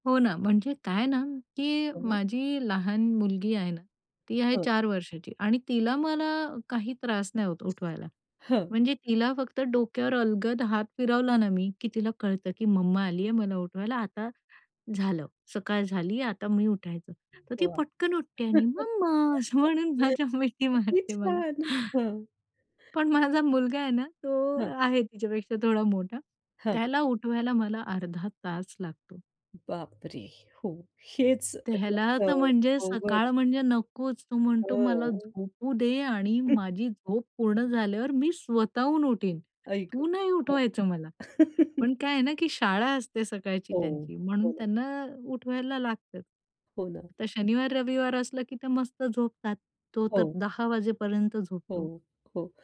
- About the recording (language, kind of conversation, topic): Marathi, podcast, तुमच्या घरात सकाळची दिनचर्या कशी असते?
- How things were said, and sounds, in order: tapping; other background noise; unintelligible speech; laugh; laughing while speaking: "माझ्या मिठी मारते मला"; other noise; unintelligible speech; chuckle